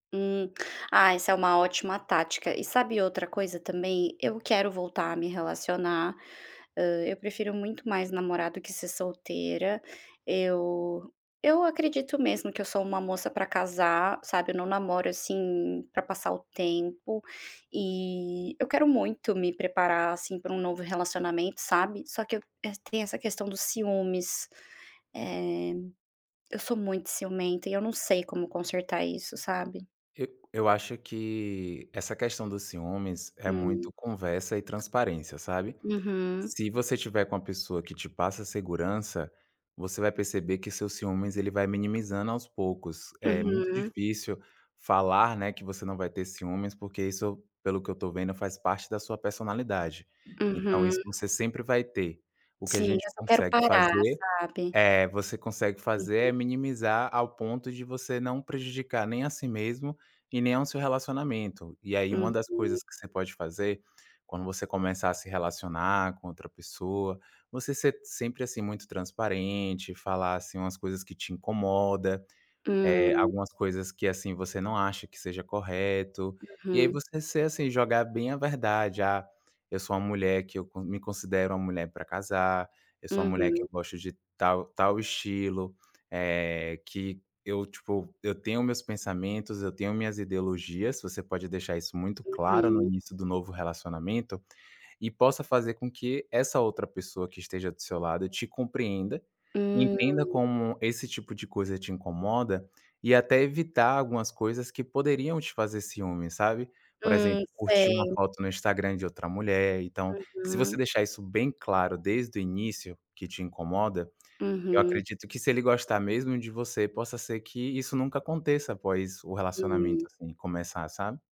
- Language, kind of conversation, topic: Portuguese, advice, Como lidar com um ciúme intenso ao ver o ex com alguém novo?
- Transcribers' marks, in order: tapping; other background noise